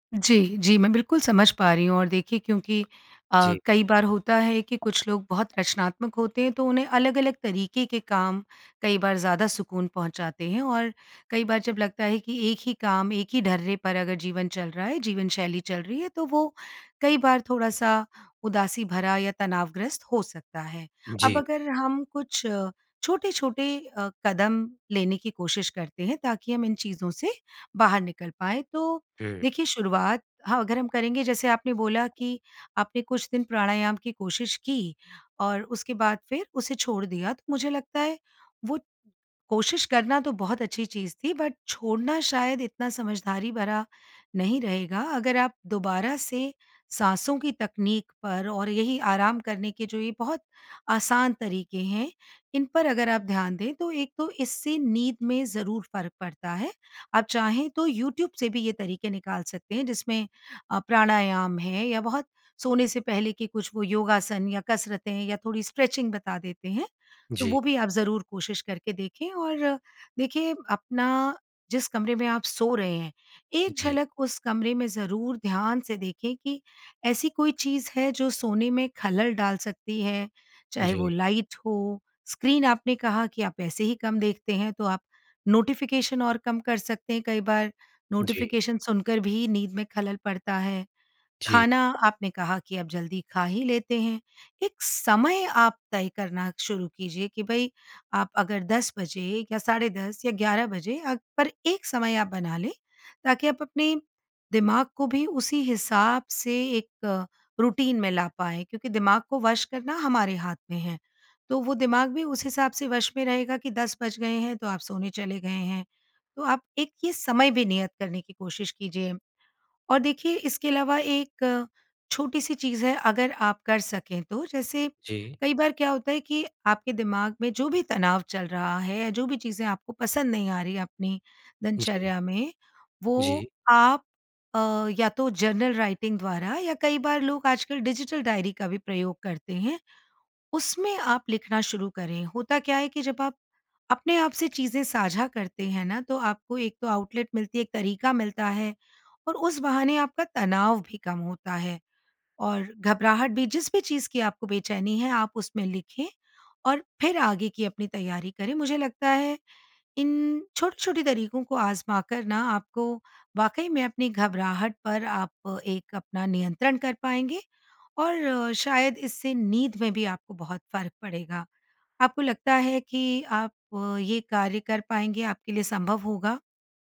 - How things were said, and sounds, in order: tapping; in English: "बट"; in English: "स्ट्रेचिंग"; in English: "नोटिफ़िकेशन"; in English: "नोटिफ़िकेशन"; in English: "रूटीन"; in English: "जर्नल राइटिंग"; in English: "डिजिटल डायरी"; in English: "आउटलेट"
- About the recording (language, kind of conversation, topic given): Hindi, advice, घबराहट की वजह से रात में नींद क्यों नहीं आती?